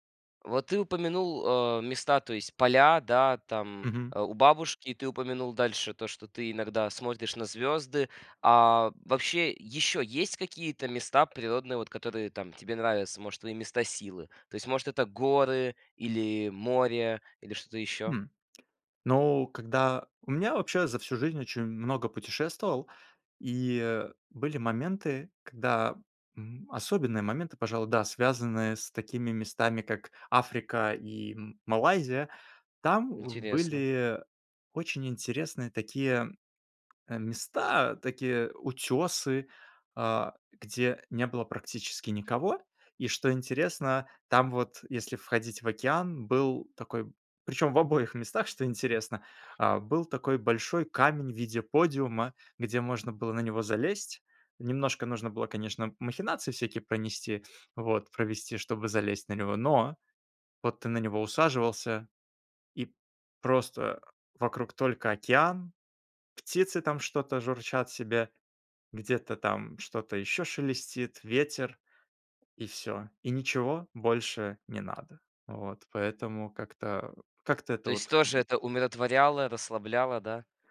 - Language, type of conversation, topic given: Russian, podcast, Как природа влияет на твоё настроение?
- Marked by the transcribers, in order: tapping; other background noise